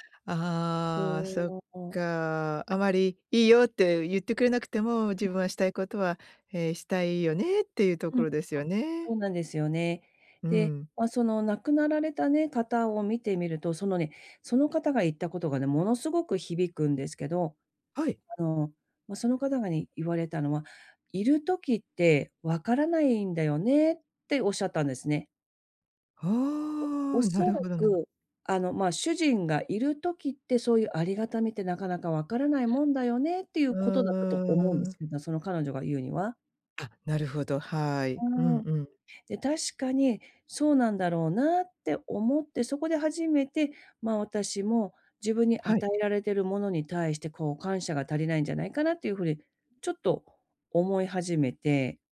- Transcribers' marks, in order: unintelligible speech; unintelligible speech
- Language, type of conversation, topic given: Japanese, advice, 日々の中で小さな喜びを見つける習慣をどうやって身につければよいですか？